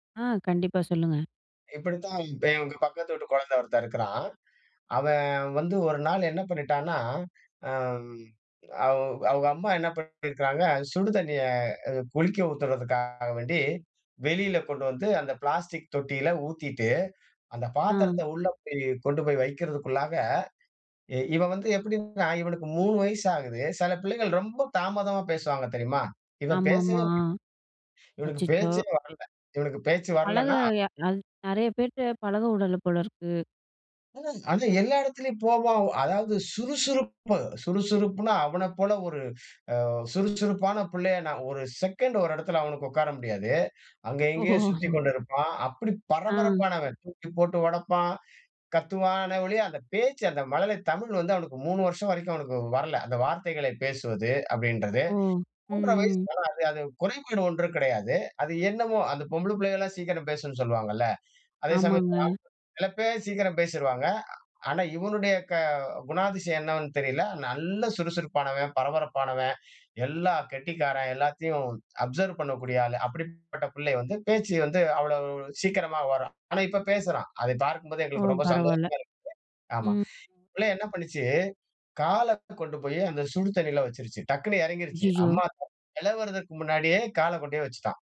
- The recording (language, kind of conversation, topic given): Tamil, podcast, சிறு குழந்தைகளுடன் விளையாடும் நேரம் உங்களுக்கு எப்படி இருக்கும்?
- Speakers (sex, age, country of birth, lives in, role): female, 25-29, India, India, host; male, 55-59, India, India, guest
- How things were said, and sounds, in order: unintelligible speech; unintelligible speech; laughing while speaking: "ஓ!"; unintelligible speech; unintelligible speech; in English: "அப்சர்வ்"; unintelligible speech; unintelligible speech; unintelligible speech